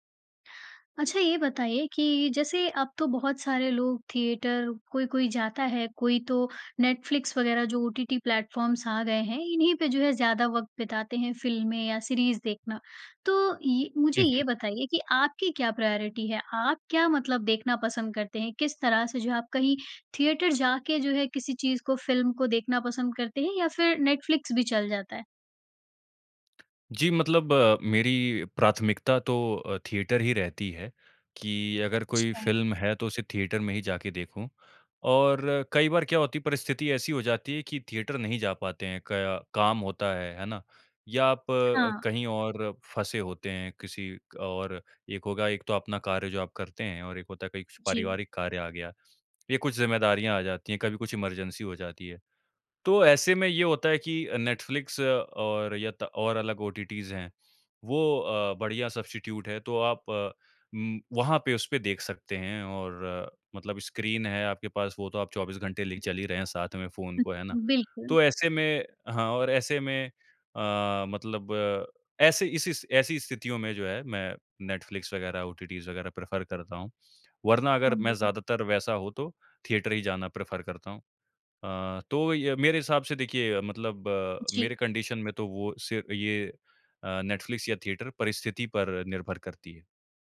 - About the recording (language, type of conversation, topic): Hindi, podcast, जब फिल्म देखने की बात हो, तो आप नेटफ्लिक्स और सिनेमाघर में से किसे प्राथमिकता देते हैं?
- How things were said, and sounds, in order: in English: "प्लेटफॉर्म्स"; in English: "प्रायोरिटी"; in English: "थिएटर"; other background noise; in English: "इमरजेंसी"; in English: "सबस्टीट्यूट"; in English: "प्रेफर"; other noise; in English: "प्रेफर"; in English: "कंडीशन"